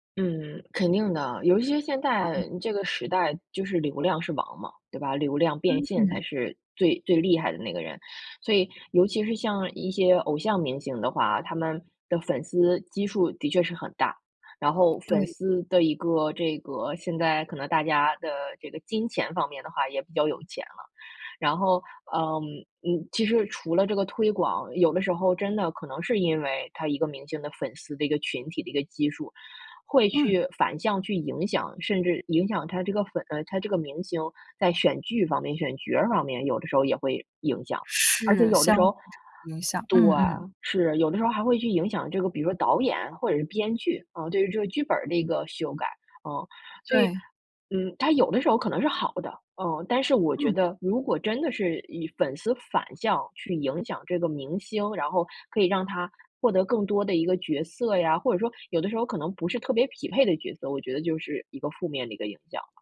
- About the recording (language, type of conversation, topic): Chinese, podcast, 粉丝文化对剧集推广的影响有多大？
- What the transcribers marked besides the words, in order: tapping; other background noise